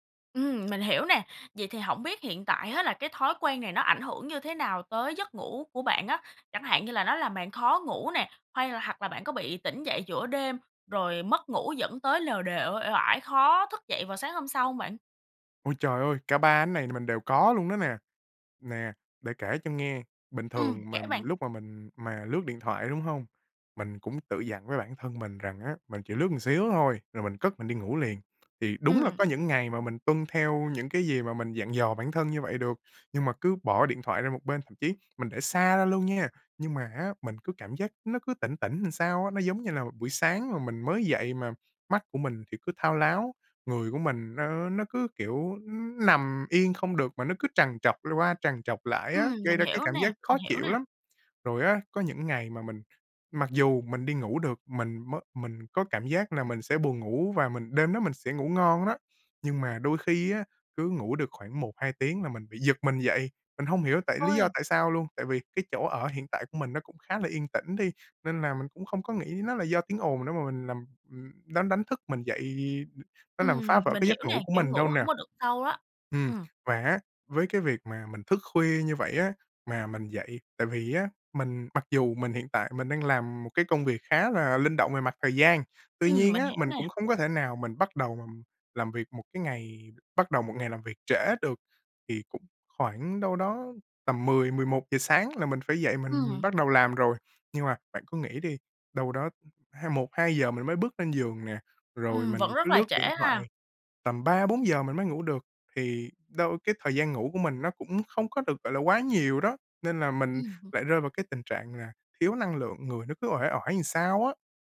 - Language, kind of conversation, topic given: Vietnamese, advice, Thói quen dùng điện thoại trước khi ngủ ảnh hưởng đến giấc ngủ của bạn như thế nào?
- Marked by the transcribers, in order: tapping; "một" said as "ừn"; "làm" said as "ừn"; unintelligible speech; "làm" said as "nàm"; other noise; "làm" said as "ừn"